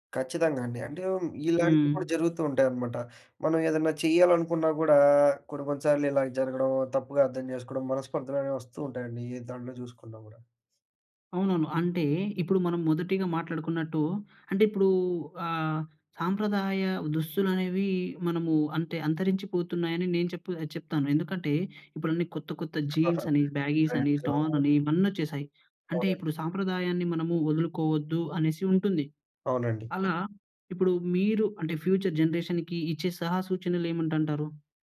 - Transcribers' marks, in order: other background noise; in English: "జీన్స్"; giggle; in English: "ట్రెండ్"; in English: "బ్యాగీస్"; in English: "టార్న్"; unintelligible speech; in English: "ఫ్యూచర్ జనరేషన్‌కి"; "ఏమిటంటారు?" said as "ఏమంటంటారు?"
- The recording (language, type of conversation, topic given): Telugu, podcast, సాంప్రదాయ దుస్తులు మీకు ఎంత ముఖ్యం?